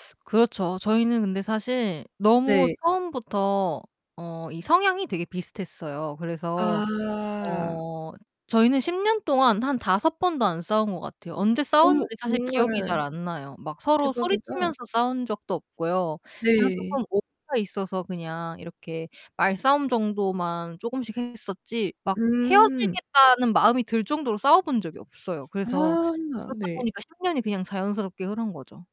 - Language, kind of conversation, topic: Korean, unstructured, 연애에서 가장 중요한 가치는 무엇이라고 생각하시나요?
- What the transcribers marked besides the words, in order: other background noise; tapping; distorted speech